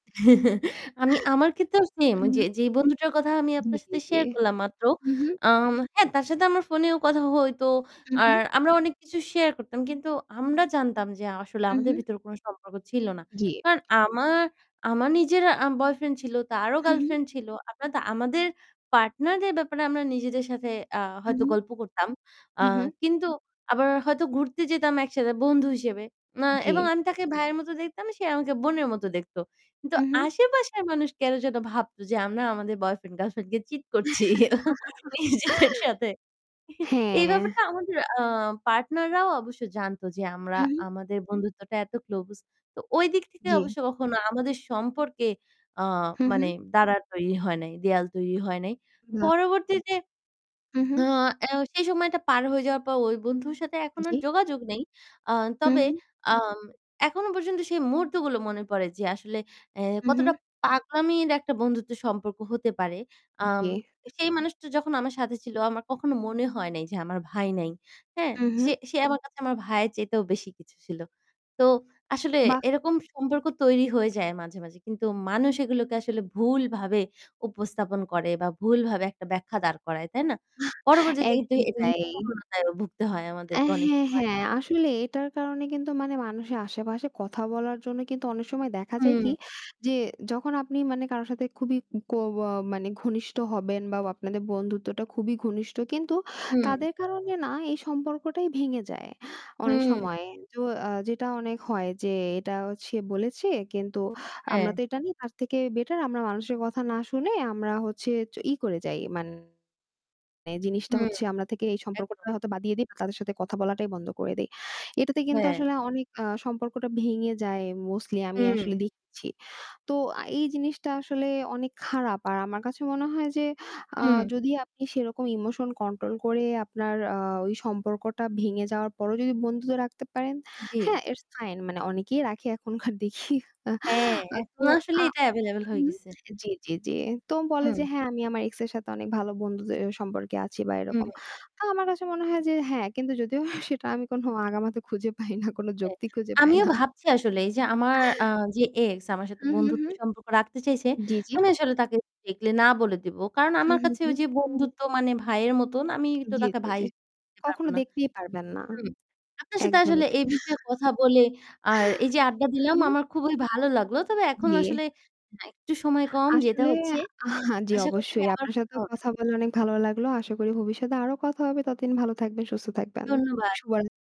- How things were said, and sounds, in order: static; chuckle; tapping; giggle; laughing while speaking: "আমাদের বয়ফ্রেন্ড গার্লফ্রেন্ড কে চিট করছি। ইজিতের সাথে"; laughing while speaking: "একদমই তাই"; unintelligible speech; distorted speech; in English: "মোস্টলি"; in English: "ইটস ফাইন"; laughing while speaking: "এখনকার দেখি"; laughing while speaking: "যদিও সেটা আমি কোন আগামাথা … খুঁজে পাই না"; chuckle
- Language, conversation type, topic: Bengali, unstructured, কেউ সম্পর্ক ভেঙে যাওয়ার পরও বন্ধু থাকতে কেন চায়?